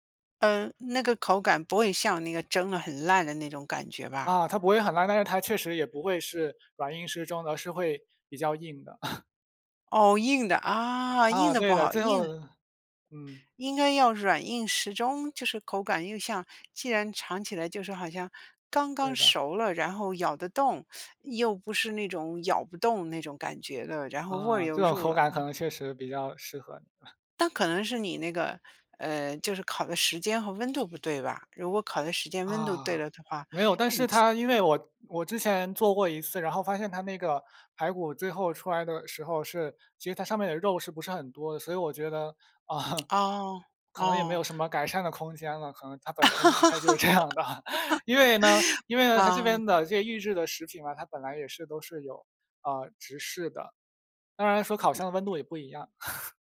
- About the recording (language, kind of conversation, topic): Chinese, unstructured, 你最喜欢的家常菜是什么？
- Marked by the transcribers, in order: chuckle; laugh; chuckle; chuckle